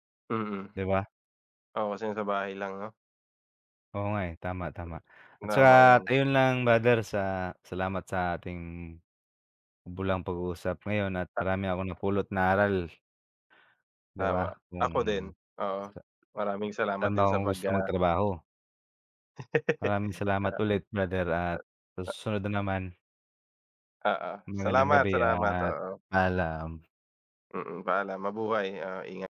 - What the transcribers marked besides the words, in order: other noise; giggle; unintelligible speech
- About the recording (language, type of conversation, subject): Filipino, unstructured, Mas pipiliin mo bang magtrabaho sa opisina o sa bahay?